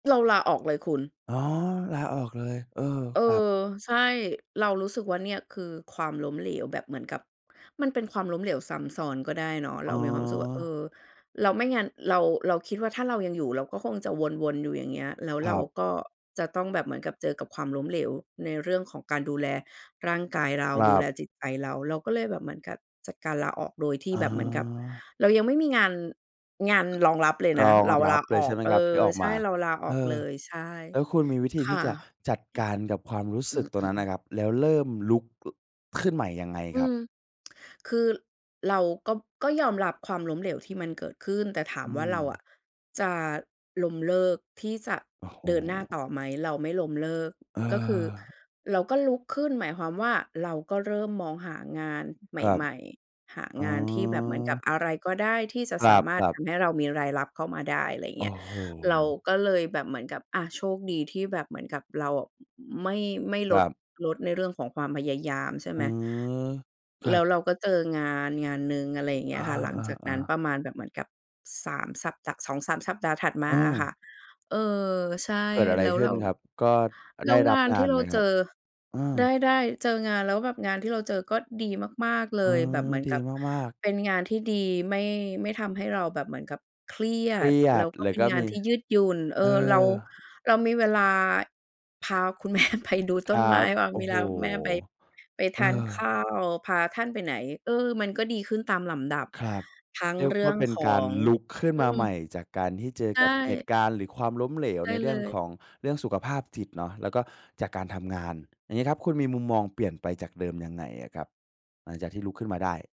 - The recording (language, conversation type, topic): Thai, podcast, คุณช่วยเล่าเรื่องความล้มเหลวของคุณและวิธีลุกขึ้นมาใหม่ให้ฟังได้ไหม?
- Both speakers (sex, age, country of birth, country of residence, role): female, 40-44, Thailand, Thailand, guest; male, 20-24, Thailand, Thailand, host
- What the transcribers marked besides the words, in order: other background noise; tapping; other noise; tsk; "สัปดาห์" said as "สัปดะ"; laughing while speaking: "แม่"